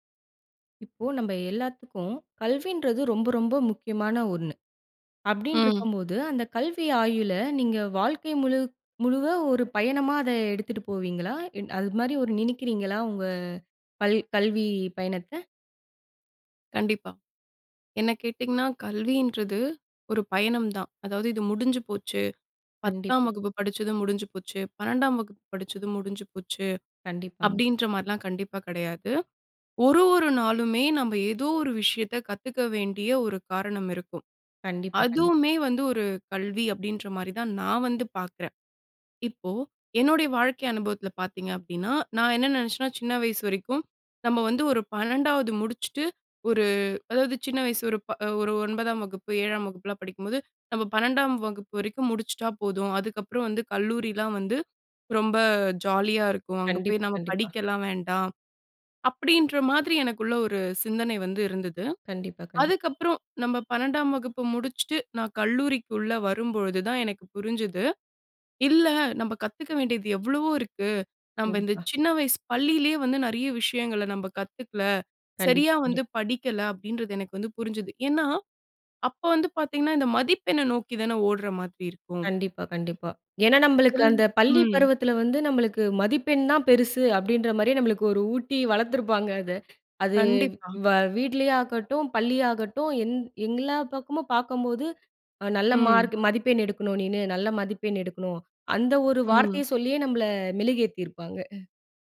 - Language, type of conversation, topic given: Tamil, podcast, நீங்கள் கல்வியை ஆயுள் முழுவதும் தொடரும் ஒரு பயணமாகக் கருதுகிறீர்களா?
- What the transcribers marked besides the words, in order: other background noise; unintelligible speech; chuckle